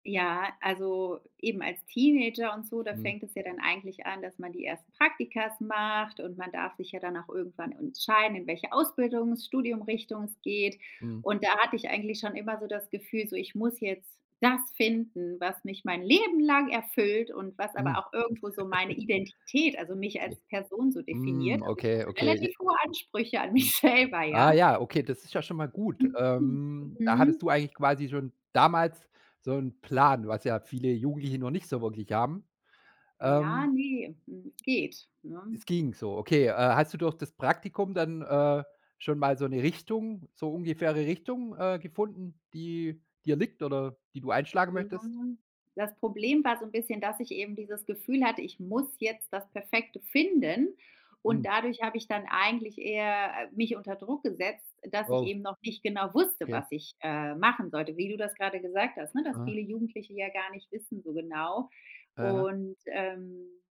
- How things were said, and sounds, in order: "Praktika" said as "Praktikas"; stressed: "das"; put-on voice: "Leben lang"; giggle; laughing while speaking: "selber"; drawn out: "Ja"
- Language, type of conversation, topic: German, podcast, Wie findest du eine Arbeit, die dich erfüllt?